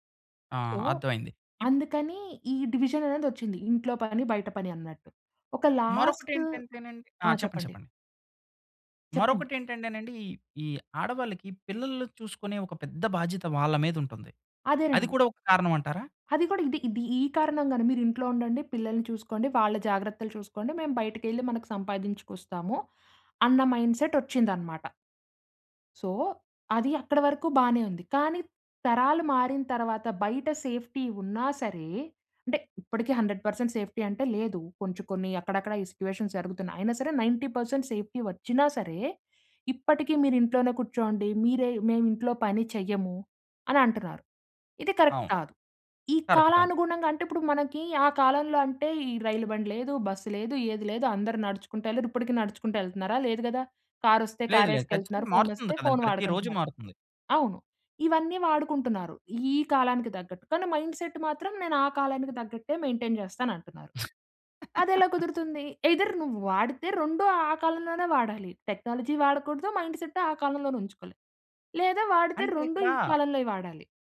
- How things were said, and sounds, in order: in English: "సో"; in English: "సో"; in English: "సేఫ్టీ"; in English: "హండ్రెడ్ పెర్సెంట్ సేఫ్టీ"; in English: "సిట్యుయేషన్స్"; in English: "నైన్టీ పర్సెంట్ సేఫ్టీ"; in English: "కరక్ట్"; in English: "కరక్ట్"; in English: "మైండ్‌సెట్"; in English: "మెయింటైన్"; laugh; in English: "ఎయిదర్"; other background noise; in English: "టెక్నాలజీ"
- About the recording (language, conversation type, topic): Telugu, podcast, మీ ఇంట్లో ఇంటిపనులు ఎలా పంచుకుంటారు?